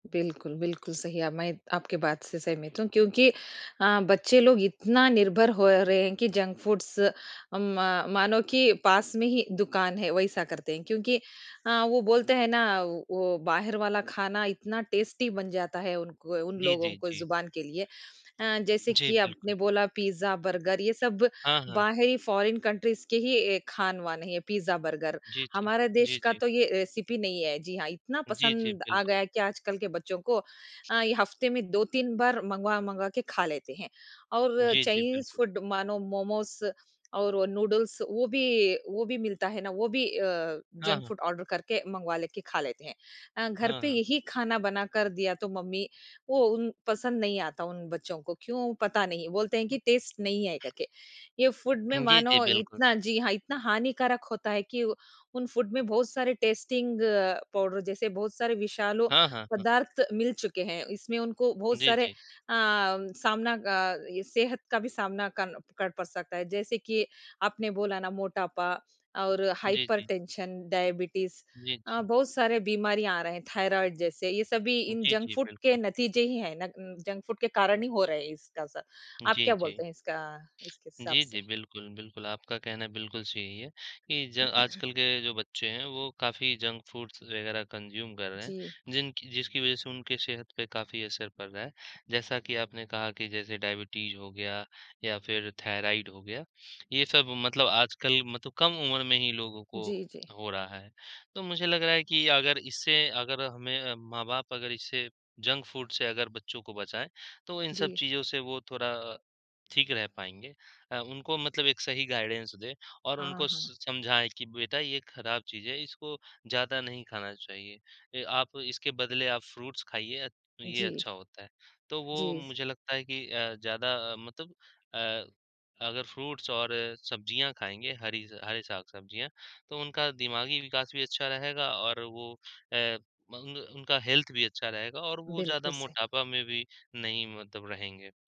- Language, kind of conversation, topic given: Hindi, unstructured, क्या आपको लगता है कि बच्चों को जंक फूड से दूर रखना चाहिए?
- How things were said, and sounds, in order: in English: "जंक फूड्स"; other background noise; in English: "टेस्टी"; in English: "फॉरेन कंट्रीज़"; in English: "रेसिपी"; in English: "जंक फूड ऑर्डर"; in English: "टेस्ट"; in English: "फूड"; in English: "फूड"; in English: "टेस्टिंग"; in English: "जंक फूड"; tapping; throat clearing; in English: "जंक फूड्स"; in English: "कंज्यूम"; in English: "जंक फूड"; in English: "गाइडेंस"; in English: "फ्रूट्स"; in English: "फ्रूट्स"; in English: "हेल्थ"